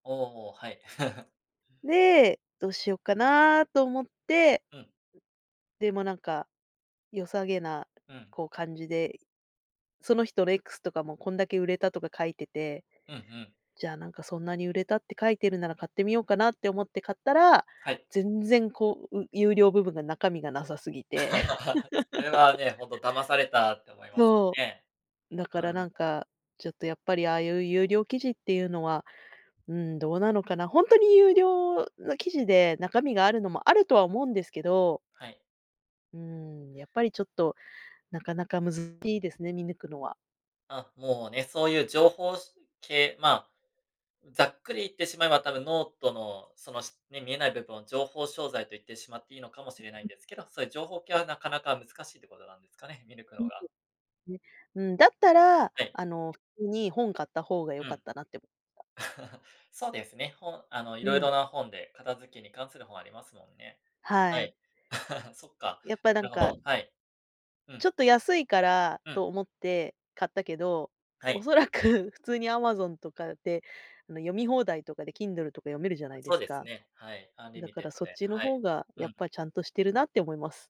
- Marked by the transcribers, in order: laugh; other noise; laugh; other background noise; unintelligible speech; laugh; laugh; tapping
- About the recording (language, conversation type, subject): Japanese, podcast, 普段、情報源の信頼性をどのように判断していますか？